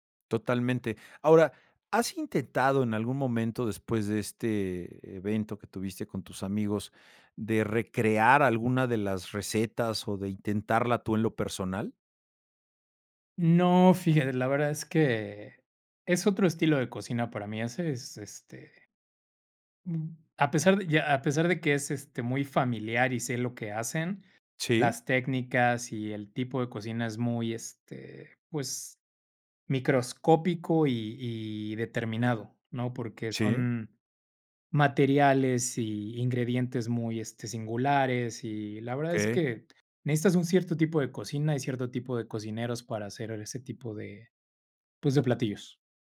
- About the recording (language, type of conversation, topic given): Spanish, podcast, ¿Cuál fue la mejor comida que recuerdas haber probado?
- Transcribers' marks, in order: none